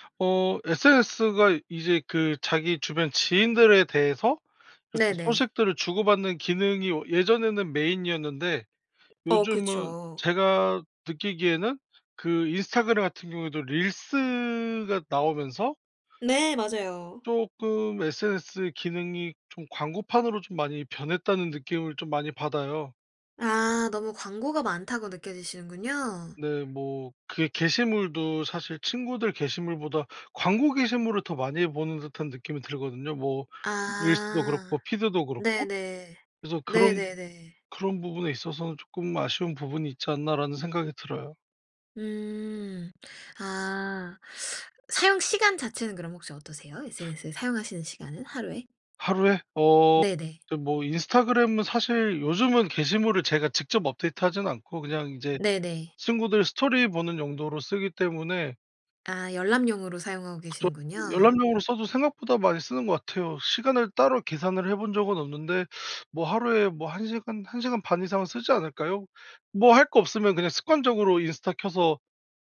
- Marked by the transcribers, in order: tapping; other background noise
- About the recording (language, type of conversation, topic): Korean, podcast, SNS가 일상에 어떤 영향을 준다고 보세요?